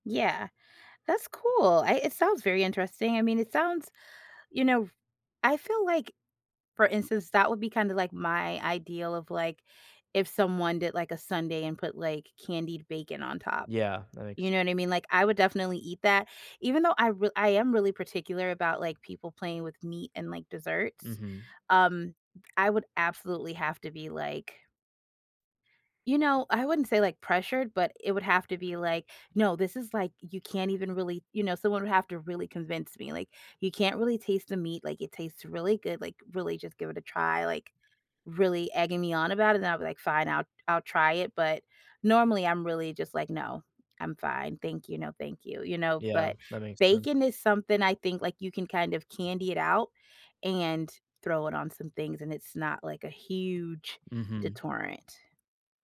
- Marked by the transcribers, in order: "deterrent" said as "detorrant"
- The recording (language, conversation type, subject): English, unstructured, What role does food play in your travel experiences?